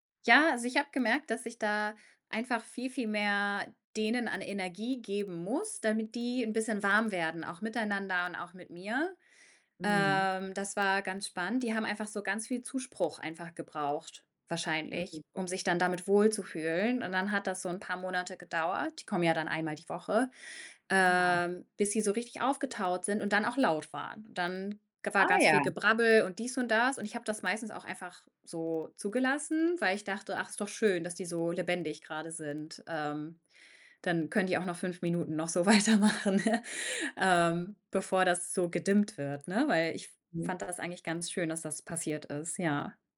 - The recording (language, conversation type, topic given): German, podcast, Wie unterscheidest du im Alltag echte Nähe von Nähe in sozialen Netzwerken?
- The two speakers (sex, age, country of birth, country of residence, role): female, 30-34, Germany, Germany, guest; female, 35-39, Germany, Spain, host
- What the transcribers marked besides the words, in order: other background noise; laughing while speaking: "weitermachen"